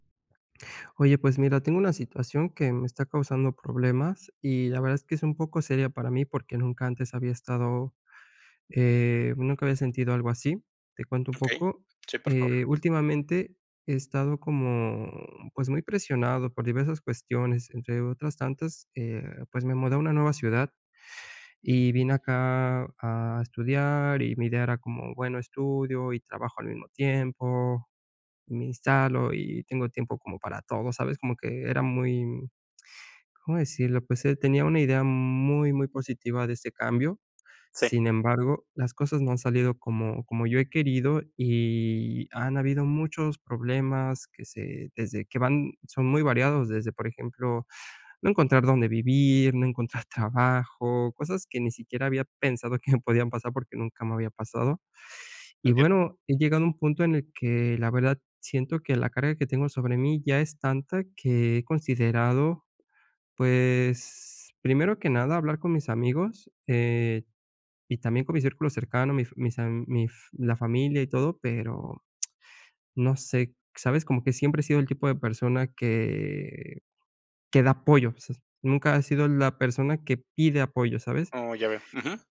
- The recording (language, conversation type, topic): Spanish, advice, ¿Cómo puedo pedir apoyo emocional sin sentirme juzgado?
- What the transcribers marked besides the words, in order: none